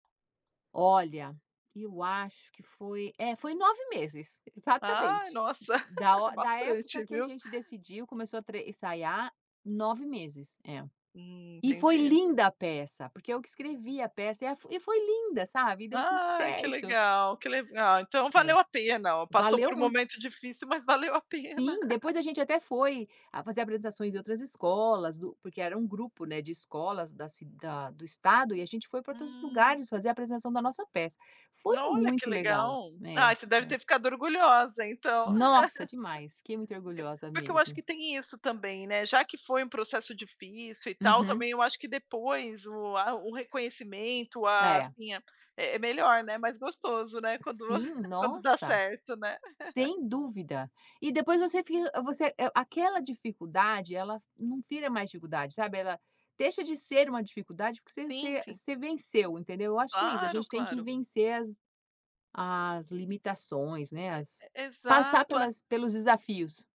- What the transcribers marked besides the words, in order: laugh; tapping; laugh; laugh; laugh
- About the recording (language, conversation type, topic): Portuguese, unstructured, Qual foi o momento mais difícil que você já enfrentou?